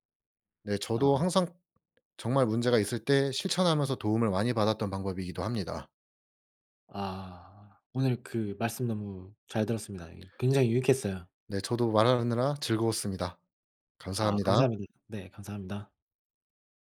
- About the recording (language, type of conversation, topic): Korean, unstructured, 좋은 감정을 키우기 위해 매일 실천하는 작은 습관이 있으신가요?
- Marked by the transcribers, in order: other background noise